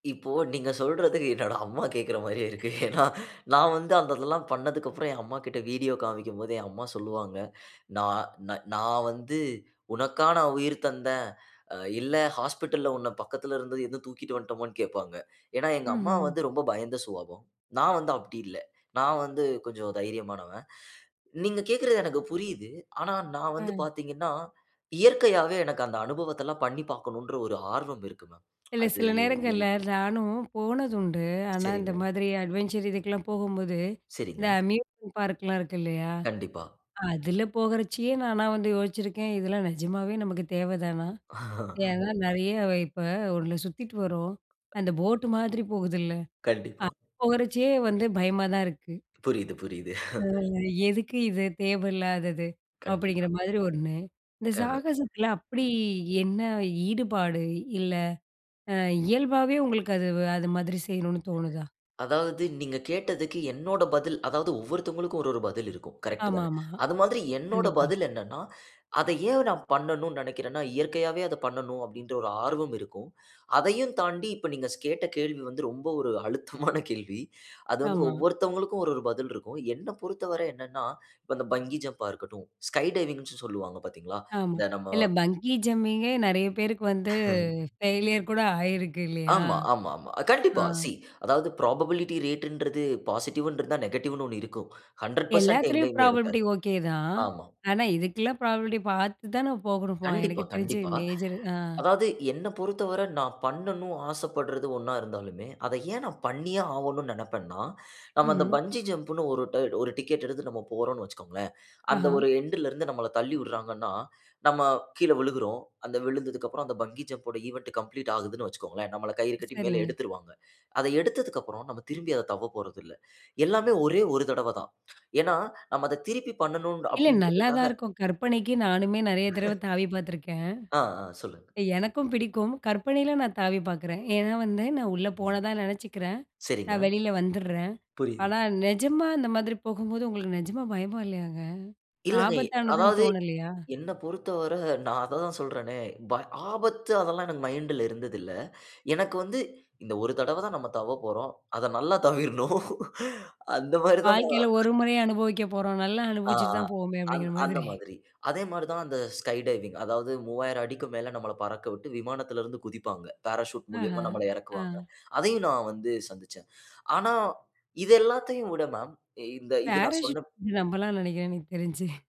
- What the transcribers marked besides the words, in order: laughing while speaking: "சொல்றதுக்கு என்னோட அம்மா கேக்கற மாரியே இருக்கு"; other noise; other background noise; in English: "அட்வென்ச்சர்"; in English: "அம்யூஸ்மென்ட் பார்க்லாம்"; laugh; laugh; unintelligible speech; laughing while speaking: "அழுத்தமான கேள்வி"; in English: "சி"; in English: "புரோபபிலிட்டி ரேட்ன்றது"; in English: "ஹன்ட்றட் பர்சன்ட்"; in English: "ப்ராபபிலிட்டி"; in English: "ப்ராபபிலிட்டி"; in English: "ஈவன்ட் கம்ப்ளீட்"; laugh; afraid: "உங்களுக்கு நிஜமா பயமா இல்லையாங்க? ஆபத்தானதுன்னு தோணலையா?"; laughing while speaking: "தவ்விரணும். அந்த மாதிரி தான்"; laughing while speaking: "அப்படிங்கிற மாதிரி"
- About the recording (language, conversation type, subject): Tamil, podcast, பயணத்தில் நீங்கள் அனுபவித்த மறக்கமுடியாத சாகசம் என்ன?